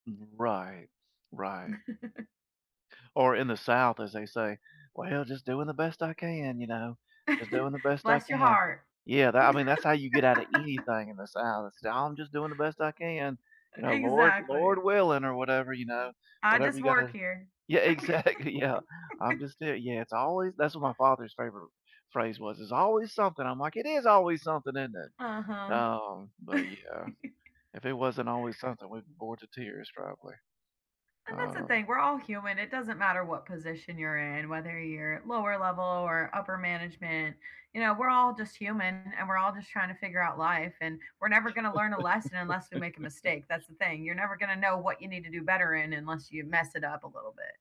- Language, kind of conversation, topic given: English, unstructured, How has your view of leadership changed over the years?
- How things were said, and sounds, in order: laugh; laugh; laugh; tapping; laughing while speaking: "exactly"; laugh; other background noise; laugh; laugh